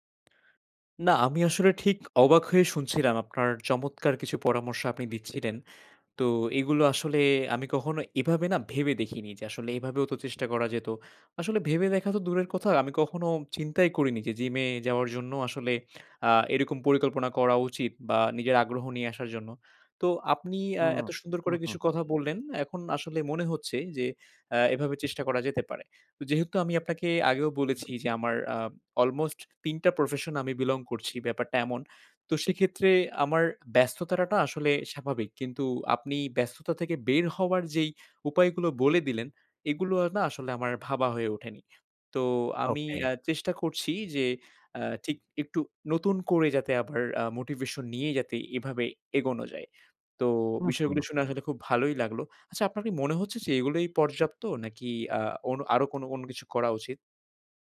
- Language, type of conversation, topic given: Bengali, advice, জিমে যাওয়ার উৎসাহ পাচ্ছি না—আবার কীভাবে আগ্রহ ফিরে পাব?
- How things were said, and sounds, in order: other background noise; other street noise; in English: "belong"; "ব্যস্তটাতা" said as "ব্যস্ততারাটা"